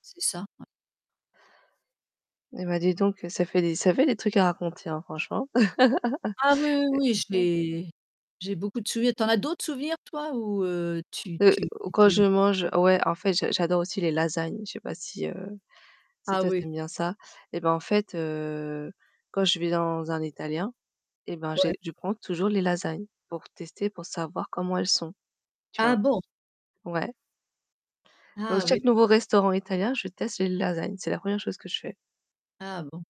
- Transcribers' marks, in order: laugh; other noise; distorted speech
- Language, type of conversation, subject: French, unstructured, Quel plat te rend toujours heureux quand tu le manges ?